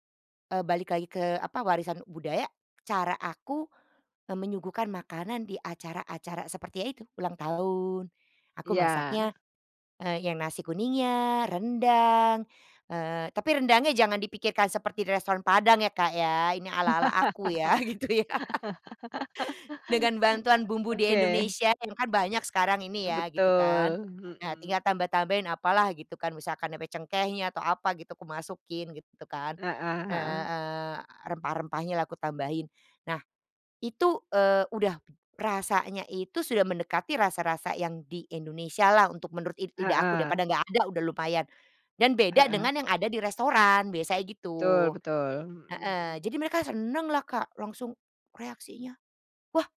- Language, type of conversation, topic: Indonesian, podcast, Bagaimana cara Anda merayakan warisan budaya dengan bangga?
- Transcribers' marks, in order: laugh; laughing while speaking: "gitu ya"; laugh